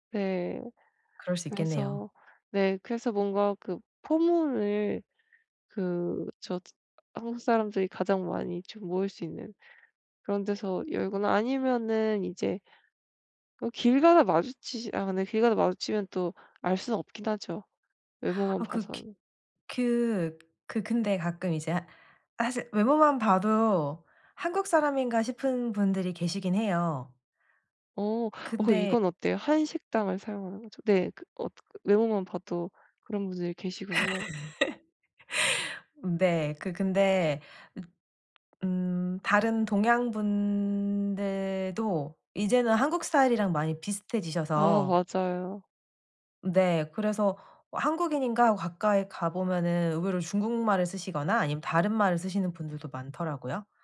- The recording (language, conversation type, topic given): Korean, advice, 새로운 환경에서 외롭지 않게 친구를 사귀려면 어떻게 해야 할까요?
- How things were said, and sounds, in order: other background noise; laugh